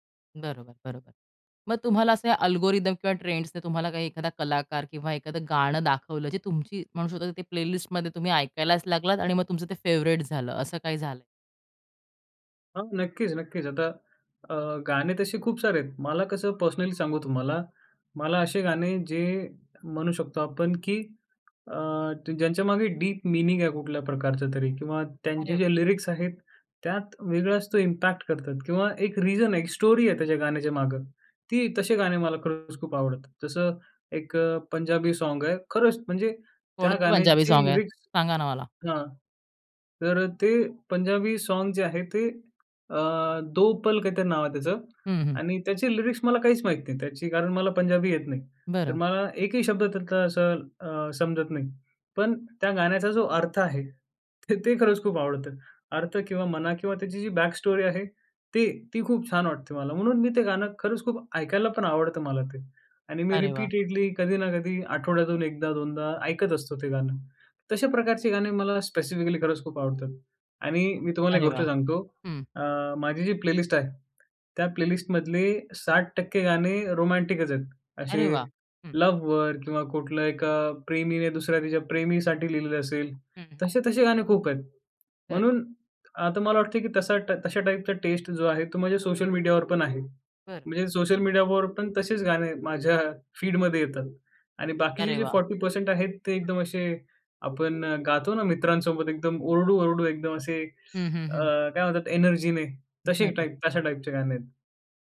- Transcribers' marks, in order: in English: "अल्गोरिदम"; in English: "ट्रेंड्सचं"; in English: "प्ले लिस्टमध्ये"; in English: "फेवरेट"; in English: "पर्सनली"; tapping; in English: "डीप मीनिंग"; in English: "लिरिक्स"; in English: "इम्पॅक्ट"; in English: "रीजन"; in English: "स्टोरी"; in English: "साँग"; in English: "साँग"; in English: "लिरिक्स"; in English: "साँग"; in Hindi: "दो पल"; in English: "लिरिक्स"; in English: "बॅक स्टोरी"; in English: "रिपीटेडली"; in English: "स्पेसिफिकली"; in English: "प्लेलिस्ट"; in English: "प्लेलिस्टमधले"; in English: "रोमॅटिकच"; in English: "लव्हवर"; in English: "टाईपचा टेस्ट"; in English: "फीडमध्ये"; other background noise; in English: "एनर्जीने"; in English: "टाइप"; in English: "टाइपचे"
- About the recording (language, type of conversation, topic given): Marathi, podcast, सोशल मीडियामुळे तुमच्या संगीताच्या आवडीमध्ये कोणते बदल झाले?